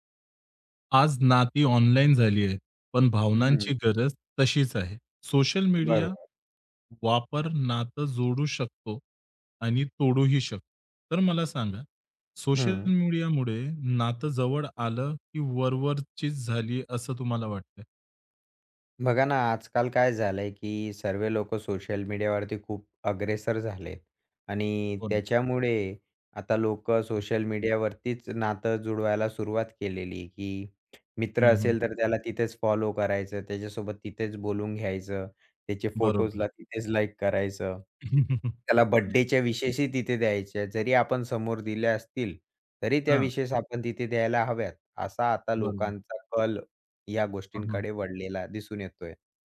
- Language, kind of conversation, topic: Marathi, podcast, सोशल मीडियावरून नाती कशी जपता?
- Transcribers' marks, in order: tapping; other background noise; chuckle